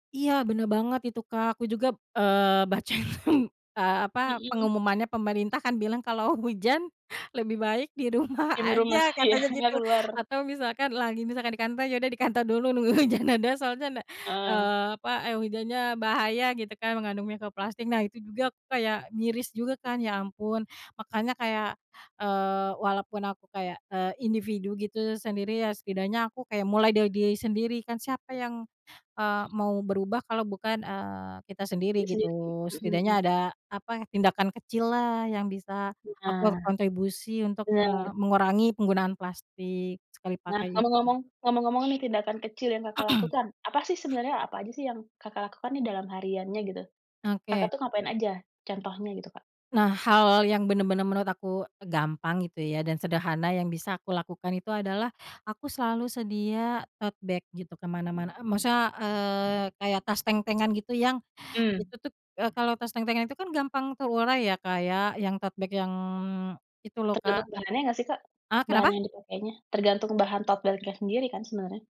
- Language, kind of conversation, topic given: Indonesian, podcast, Apa pengalaman kamu dalam mengurangi penggunaan plastik sekali pakai?
- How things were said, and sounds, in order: laughing while speaking: "baca, hmm"; laughing while speaking: "di rumah"; laughing while speaking: "iya"; laughing while speaking: "hujan reda"; tapping; other background noise; in English: "tote bag"; in English: "tote bag"; in English: "tote bag-nya"